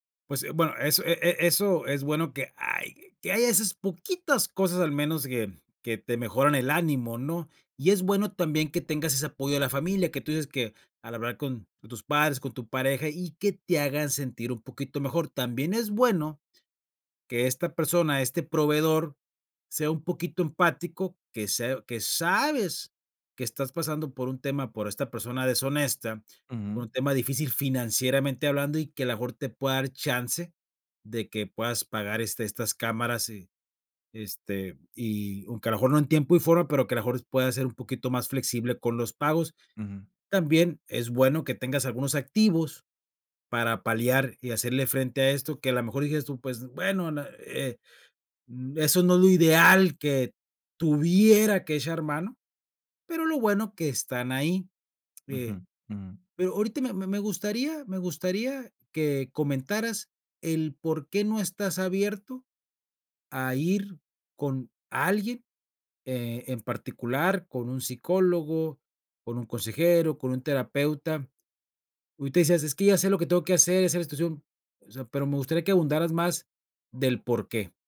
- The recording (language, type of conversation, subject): Spanish, advice, ¿Cómo puedo manejar la fatiga y la desmotivación después de un fracaso o un retroceso?
- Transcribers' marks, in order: none